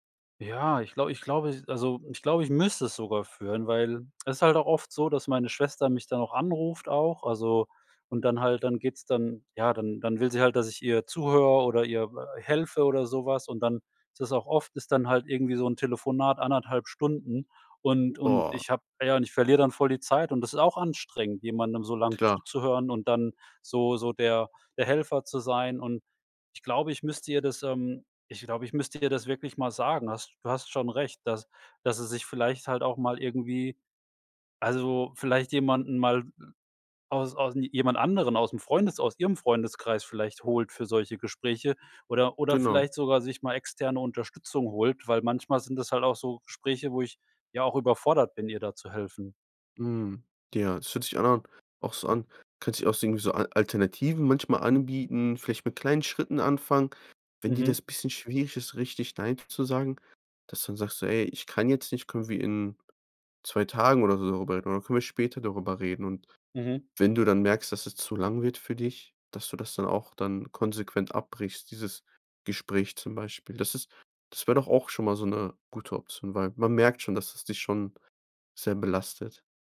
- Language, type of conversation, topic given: German, advice, Wie kann ich lernen, bei der Arbeit und bei Freunden Nein zu sagen?
- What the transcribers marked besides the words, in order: stressed: "müsste"; surprised: "Boah"; trusting: "weil man merkt schon, dass es dich schon sehr belastet"